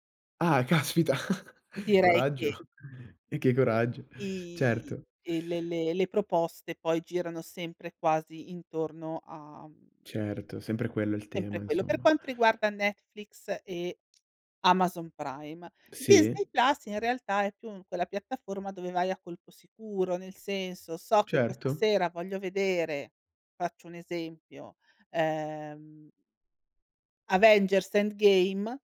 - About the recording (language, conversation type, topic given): Italian, podcast, Come scegli cosa guardare su Netflix o su altre piattaforme simili?
- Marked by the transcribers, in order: chuckle; tapping; other background noise